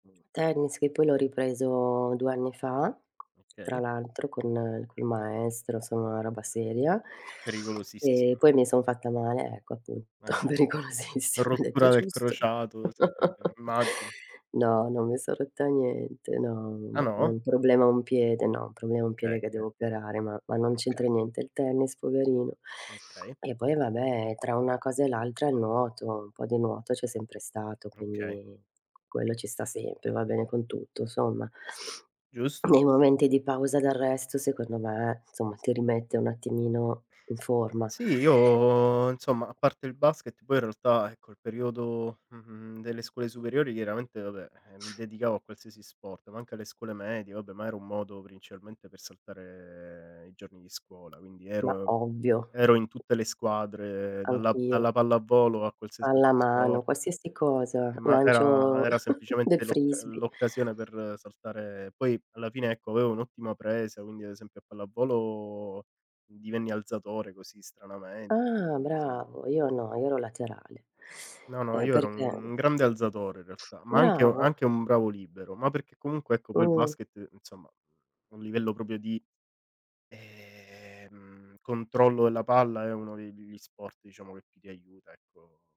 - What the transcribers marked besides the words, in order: background speech; other background noise; laughing while speaking: "appunto, pericolosissimo"; chuckle; "okay" said as "kay"; tapping; chuckle; drawn out: "ehm"
- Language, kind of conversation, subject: Italian, unstructured, Qual è l’attività fisica ideale per te per rimanere in forma?